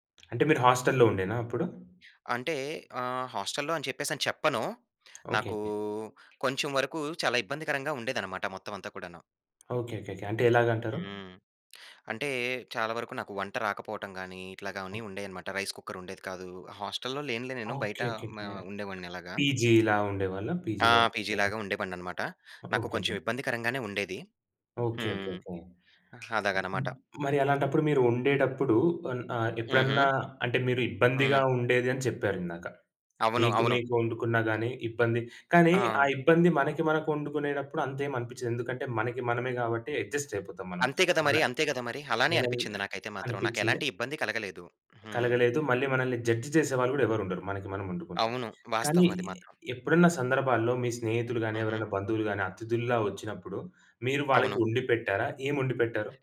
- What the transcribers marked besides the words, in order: other background noise; lip smack; in English: "రైస్ కుక్కర్"; in English: "పీజీల"; in English: "పీజీలో"; in English: "పీజీ"; in English: "అడ్జస్ట్"; unintelligible speech; in English: "జడ్జ్"
- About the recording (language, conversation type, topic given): Telugu, podcast, అతిథుల కోసం వండేటప్పుడు ఒత్తిడిని ఎలా ఎదుర్కొంటారు?